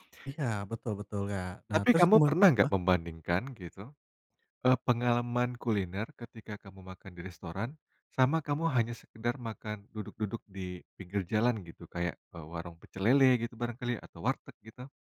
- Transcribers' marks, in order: none
- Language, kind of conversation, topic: Indonesian, podcast, Apa yang membuat makanan kaki lima terasa berbeda dan bikin ketagihan?